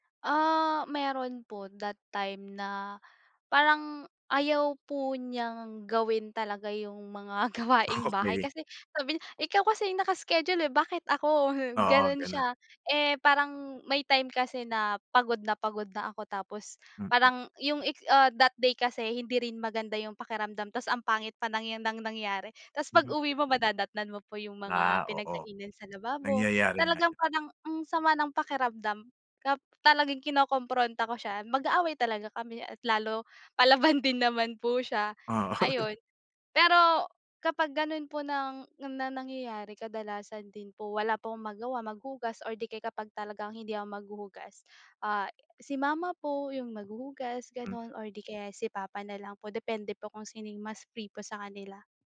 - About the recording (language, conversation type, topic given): Filipino, podcast, Paano ninyo inaayos at hinahati ang mga gawaing-bahay sa inyong tahanan?
- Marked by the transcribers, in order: laughing while speaking: "gawaing"; laughing while speaking: "Okey"; tapping; chuckle; laughing while speaking: "Oo"